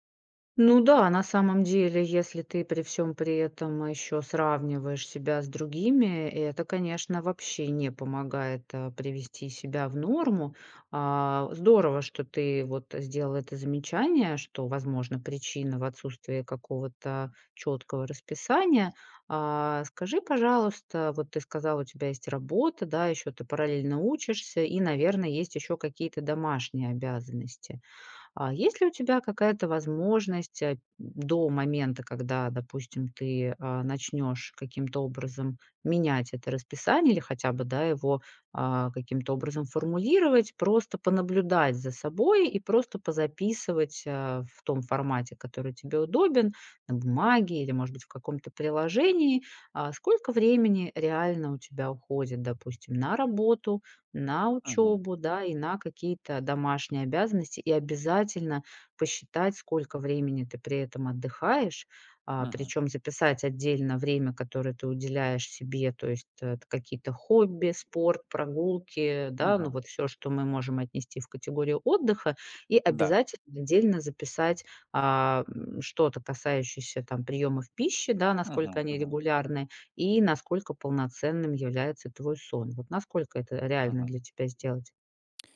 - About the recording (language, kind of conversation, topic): Russian, advice, Как вы переживаете эмоциональное выгорание и апатию к своим обязанностям?
- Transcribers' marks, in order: none